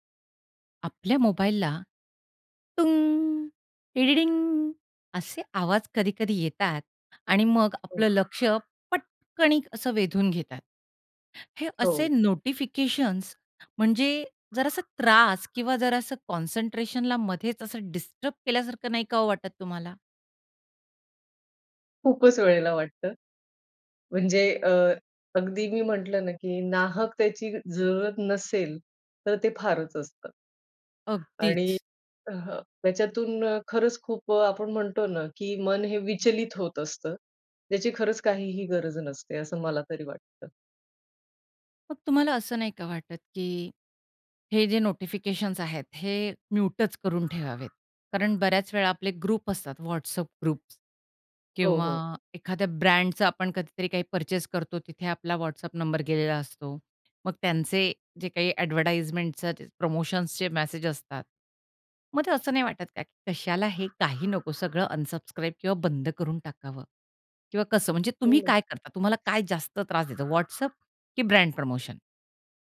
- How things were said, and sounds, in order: humming a tune; bird; in English: "कॉन्सन्ट्रेशनला"; in English: "डिस्टर्ब"; in English: "म्यूटच"; in English: "ग्रुप"; in English: "ग्रुप"; in English: "ब्रँडचं"; in English: "पर्चेस"; in English: "एडव्हर्टाइजमेंट"; unintelligible speech; other background noise; in English: "ब्रँड"
- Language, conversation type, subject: Marathi, podcast, सूचनांवर तुम्ही नियंत्रण कसे ठेवता?